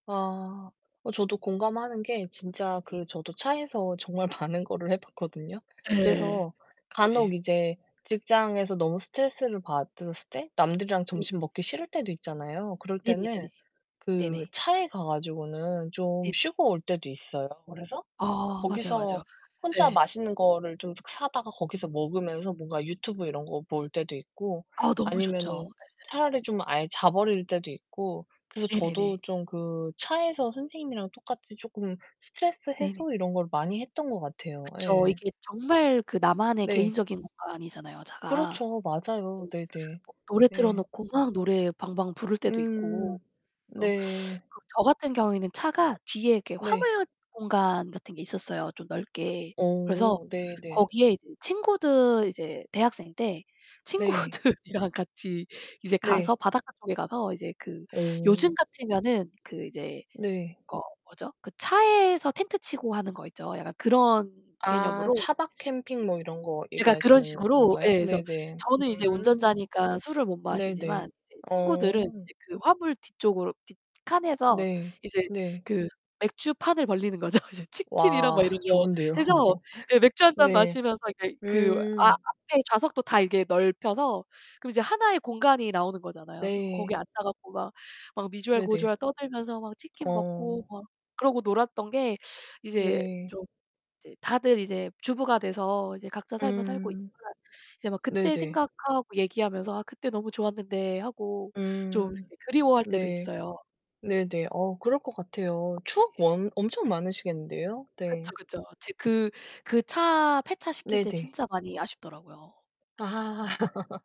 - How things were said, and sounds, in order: distorted speech; laughing while speaking: "많은 거를"; other background noise; tapping; laughing while speaking: "친구들이랑"; laughing while speaking: "거죠"; laugh; other noise; laugh
- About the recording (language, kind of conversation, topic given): Korean, unstructured, 스트레스를 풀 때 나만의 방법이 있나요?